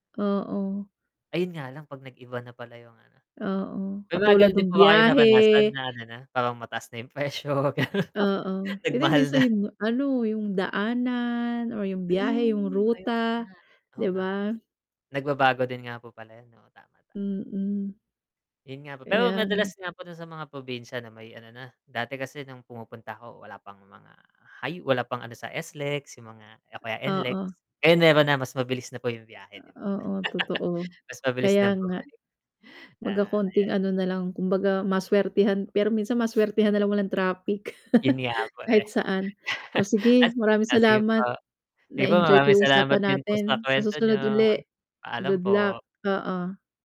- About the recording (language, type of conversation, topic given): Filipino, unstructured, Ano ang mga dahilan kung bakit gusto mong balikan ang isang lugar na napuntahan mo na?
- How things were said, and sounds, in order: static; laughing while speaking: "presyo? Ganoon"; distorted speech; chuckle; chuckle